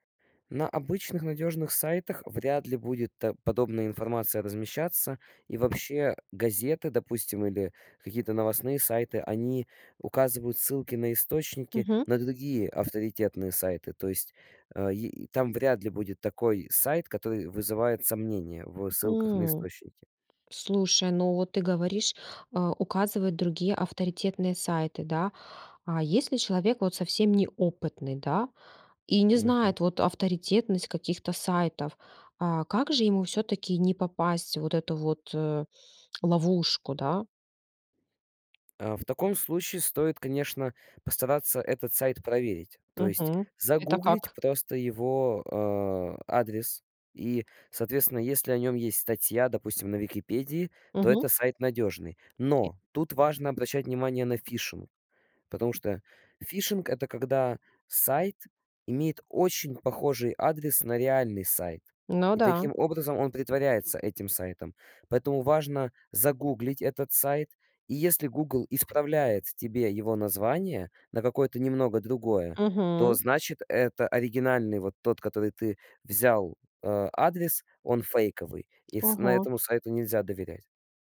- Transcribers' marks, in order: tapping
- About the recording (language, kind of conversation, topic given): Russian, podcast, Как отличить надёжный сайт от фейкового?